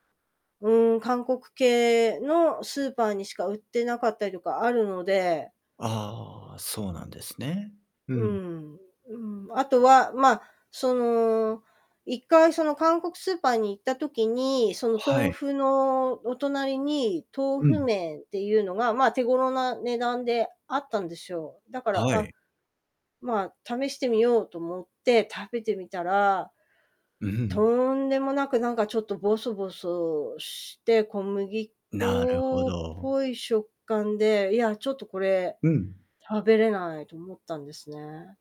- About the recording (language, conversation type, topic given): Japanese, advice, 予算が限られている中で、健康的な食材を買えない状況をどのように説明しますか？
- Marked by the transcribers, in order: static; distorted speech